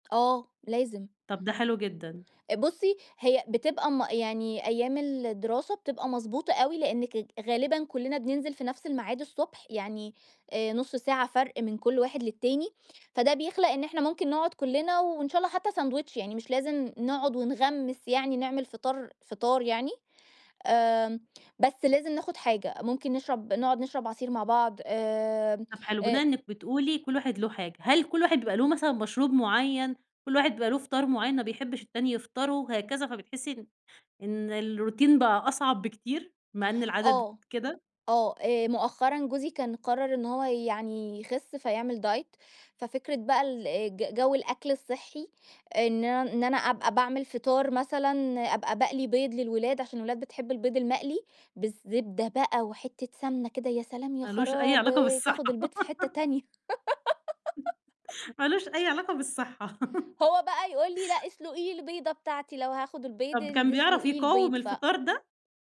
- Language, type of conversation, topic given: Arabic, podcast, إيه روتين الصبح عندكم في البيت؟
- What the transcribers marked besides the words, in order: in English: "الروتين"; tapping; in English: "Diet"; put-on voice: "يا خرابي"; laugh; chuckle; giggle; laugh